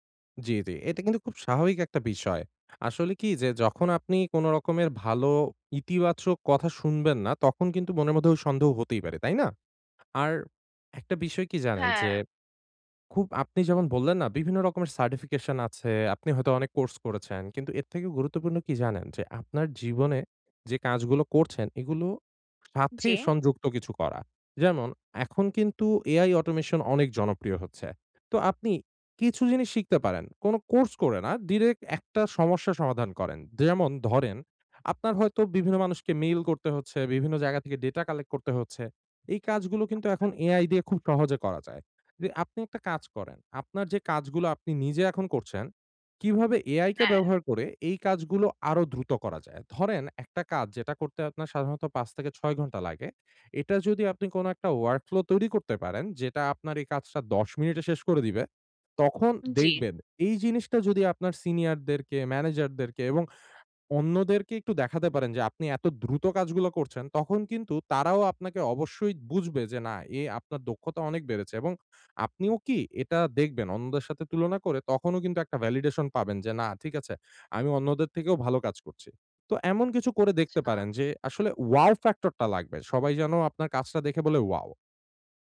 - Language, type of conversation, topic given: Bengali, advice, আমি কেন নিজেকে প্রতিভাহীন মনে করি, আর আমি কী করতে পারি?
- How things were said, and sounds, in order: in English: "automation"; tapping; in English: "ভ্যালিডেশন"; in English: "ওয়াও ফ্যাক্টর"